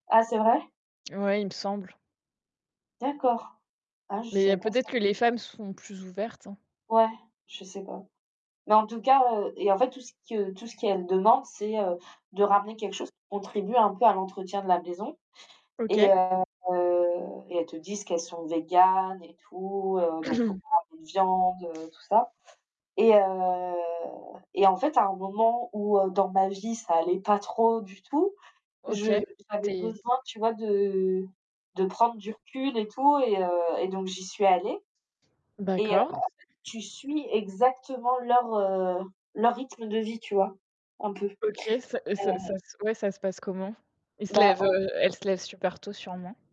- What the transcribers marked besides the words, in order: distorted speech; throat clearing; drawn out: "heu"; other background noise
- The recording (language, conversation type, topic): French, unstructured, Quel lieu choisiriez-vous pour une retraite spirituelle idéale ?